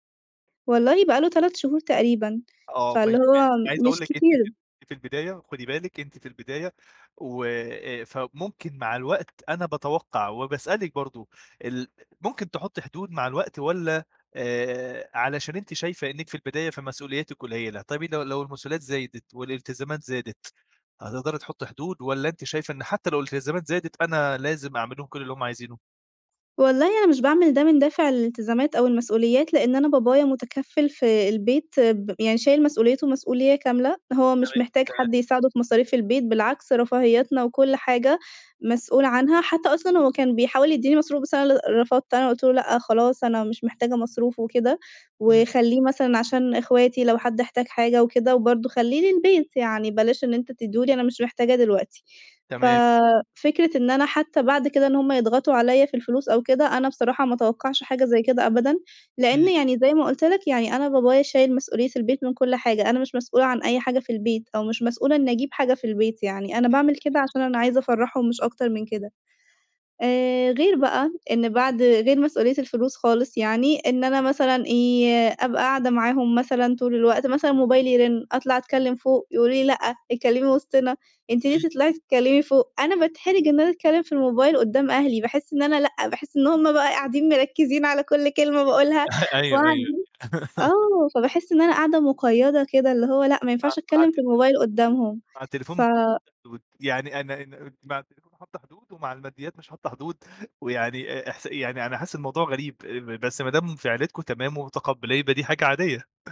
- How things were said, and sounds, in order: tapping; unintelligible speech; chuckle; laugh; unintelligible speech
- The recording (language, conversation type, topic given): Arabic, podcast, إزاي تحطّ حدود مع العيلة من غير ما حد يزعل؟